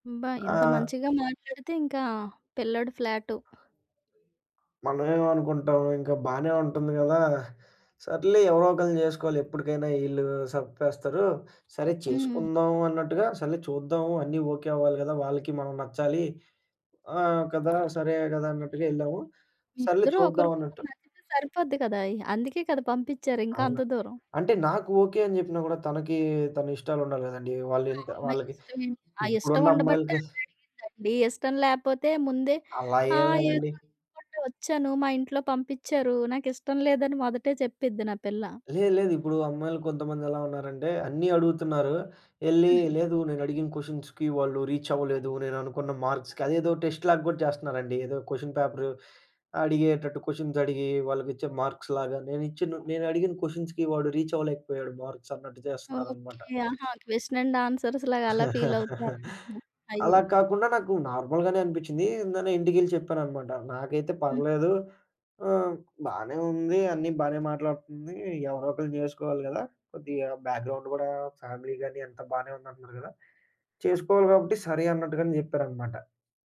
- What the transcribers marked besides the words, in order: other background noise; tapping; in English: "క్వెషన్స్‌కి"; in English: "రీచ్"; in English: "మర్క్స్‌కి"; in English: "టెస్ట్"; in English: "క్వెషన్"; in English: "క్వెషన్స్"; in English: "మార్క్స్"; in English: "క్వెషన్స్‌కి"; in English: "రీచ్"; in English: "మార్క్స్"; in English: "క్వెషన్ అండ్ ఆన్సర్స్"; laugh; in English: "ఫీల్"; in English: "నార్మల్‌గానే"; in English: "బ్యాక్‌గ్రౌండ్"; in English: "ఫ్యామిలీ"
- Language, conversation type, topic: Telugu, podcast, మీరు పెళ్లి నిర్ణయం తీసుకున్న రోజును ఎలా గుర్తు పెట్టుకున్నారు?